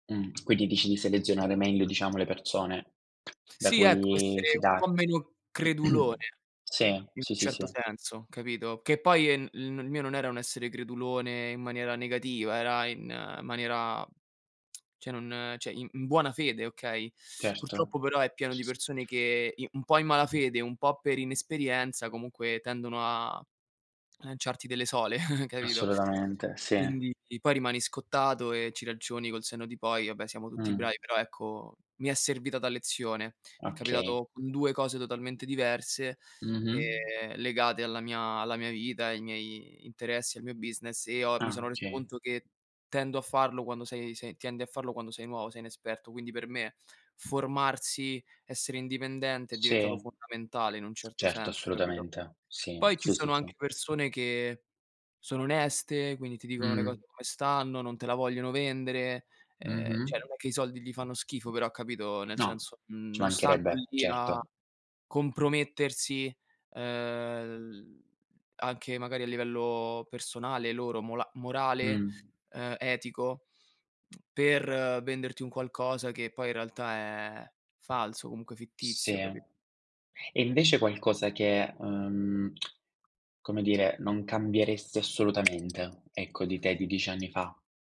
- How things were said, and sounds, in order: tsk; tapping; throat clearing; tsk; "cioè" said as "ceh"; "cioè" said as "ceh"; other background noise; chuckle; in English: "business"; "okay" said as "kay"; "tendi" said as "tiendi"; "cioè" said as "ceh"; tsk; "cambieresti" said as "cambieressi"
- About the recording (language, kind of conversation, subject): Italian, podcast, Che consiglio daresti al tuo io più giovane?